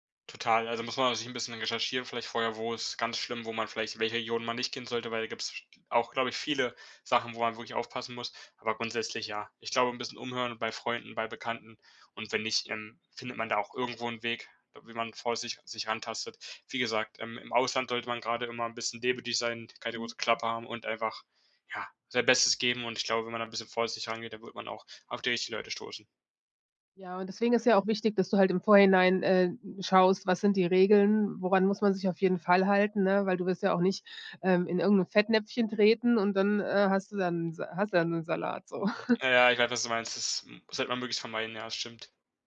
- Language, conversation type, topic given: German, podcast, Wer hat dir einen Ort gezeigt, den sonst niemand kennt?
- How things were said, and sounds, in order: chuckle